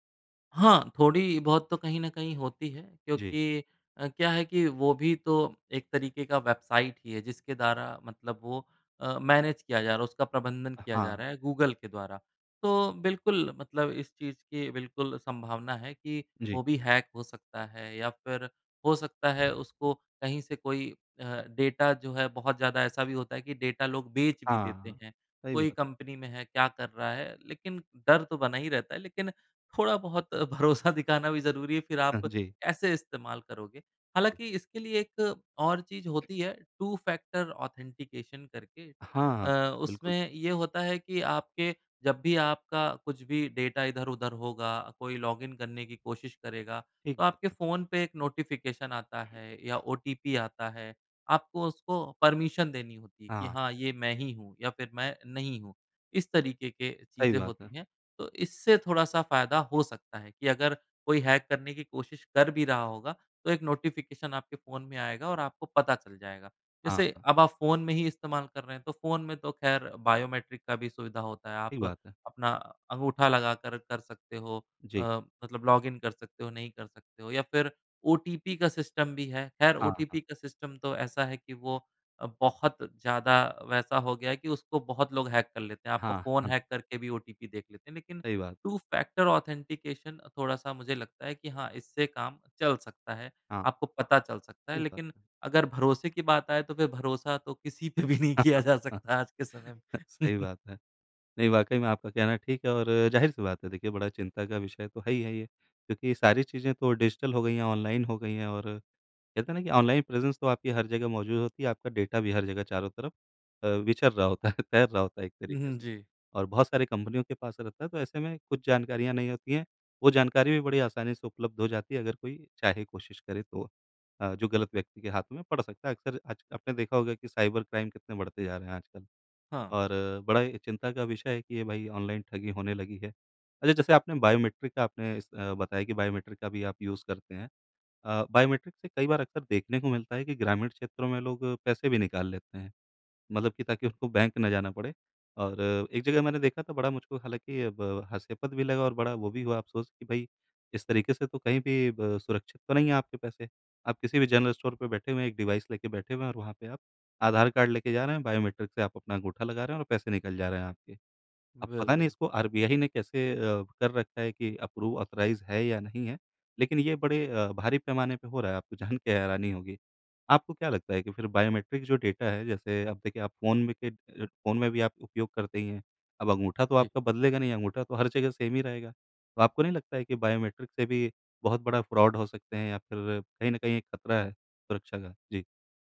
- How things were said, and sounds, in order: in English: "मैनेज"; in English: "हैक"; in English: "डेटा"; in English: "डेटा"; in English: "कंपनी"; laughing while speaking: "भरोसा दिखाना"; in English: "टू-फ़ैक्टर ऑथेंटिकेशन"; in English: "लॉगिन"; in English: "नोटिफ़िकेशन"; in English: "परमिशन"; in English: "हैक"; in English: "नोटिफ़िकेशन"; in English: "बायोमेट्रिक"; in English: "लॉगिन"; in English: "सिस्टम"; in English: "सिस्टम"; in English: "हैक"; in English: "हैक"; in English: "टू -फ़ैक्टर ऑथेंटिकेशन"; laughing while speaking: "पे भी नहीं किया जा सकता है आज के समय में"; laugh; chuckle; in English: "डिजिटल"; in English: "प्रेजेंस"; in English: "डेटा"; laughing while speaking: "है"; in English: "साइबर क्राइम"; in English: "बायोमेट्रिक"; in English: "बायोमेट्रिक"; in English: "यूज़"; in English: "बायोमेट्रिक"; in English: "जनरल स्टोर"; in English: "डिवाइस"; in English: "बायोमेट्रिक"; in English: "अप्रूव, ऑथराइज़"; in English: "बायोमेट्रिक"; in English: "डेटा"; in English: "सेम"; in English: "बायोमेट्रिक"; in English: "फ़्रॉड"
- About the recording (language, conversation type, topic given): Hindi, podcast, पासवर्ड और ऑनलाइन सुरक्षा के लिए आपकी आदतें क्या हैं?